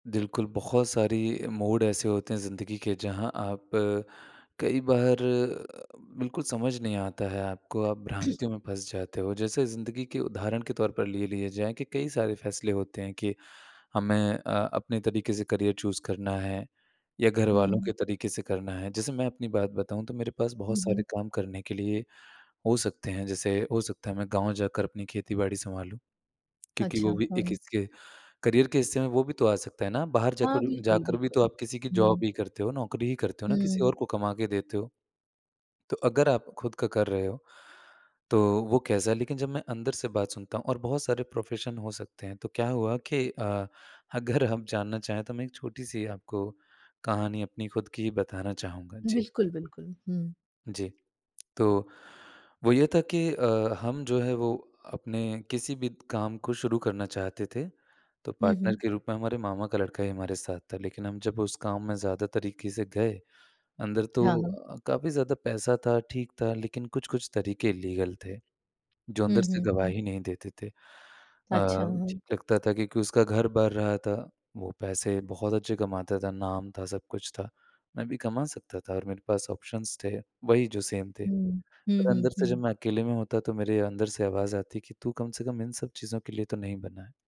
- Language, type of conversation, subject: Hindi, podcast, आपकी आंतरिक आवाज़ ने आपको कब और कैसे बड़ा फायदा दिलाया?
- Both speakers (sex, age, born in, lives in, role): female, 40-44, India, United States, host; male, 25-29, India, India, guest
- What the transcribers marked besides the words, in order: other noise; in English: "करियर चूज़"; in English: "करियर"; in English: "जॉब"; in English: "प्रोफेशन"; in English: "पार्टनर"; in English: "इलीगल"; in English: "ऑप्शंस"; in English: "सेम"